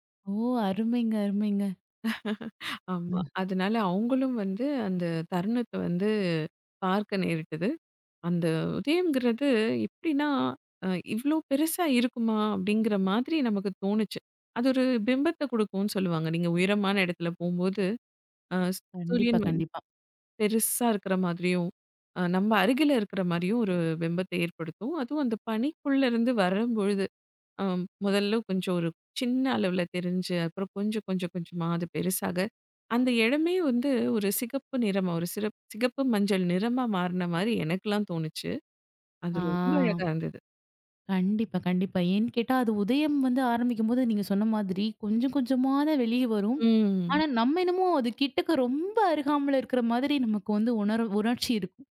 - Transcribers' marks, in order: other background noise; laughing while speaking: "ஆமா"; tapping; drawn out: "ஆ"; drawn out: "ம்"; "அருகாமைல" said as "அருகாம்ல"
- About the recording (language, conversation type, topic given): Tamil, podcast, மலையில் இருந்து சூரிய உதயம் பார்க்கும் அனுபவம் எப்படி இருந்தது?